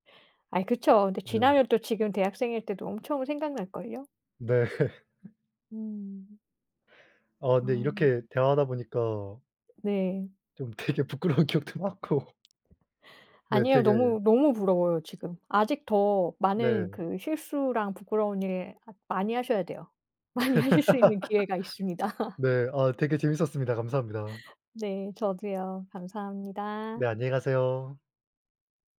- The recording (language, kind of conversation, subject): Korean, unstructured, 학교에서 가장 행복했던 기억은 무엇인가요?
- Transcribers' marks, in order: tapping; laughing while speaking: "네"; other background noise; laughing while speaking: "되게 부끄러운 기억도 많고"; laughing while speaking: "많이 하실 수"; laugh; laughing while speaking: "있습니다"